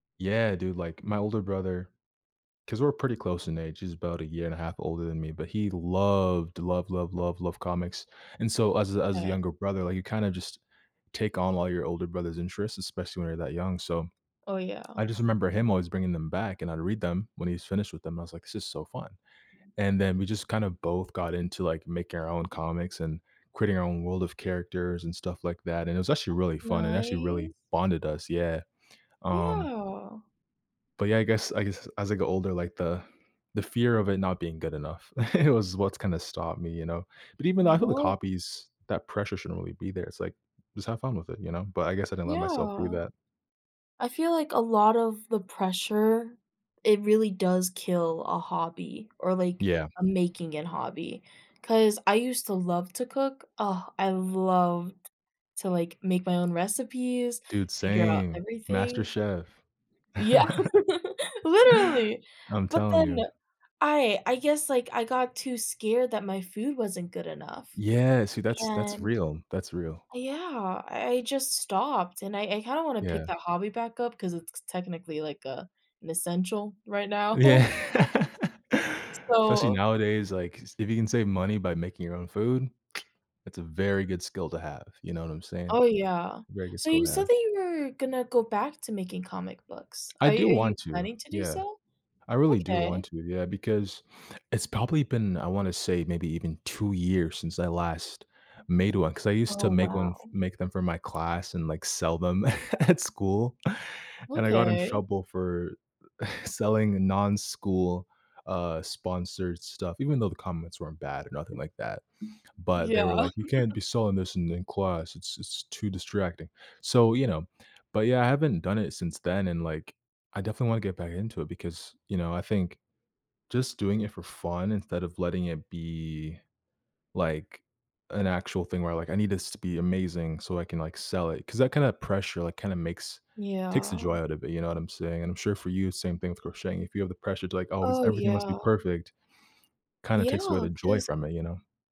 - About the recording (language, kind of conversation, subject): English, unstructured, Have you ever felt stuck making progress in a hobby?
- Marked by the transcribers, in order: stressed: "loved"; other background noise; drawn out: "Nice"; drawn out: "Yeah"; chuckle; giggle; laugh; laughing while speaking: "now"; laughing while speaking: "Yeah"; tsk; tapping; chuckle; laughing while speaking: "at"; chuckle; chuckle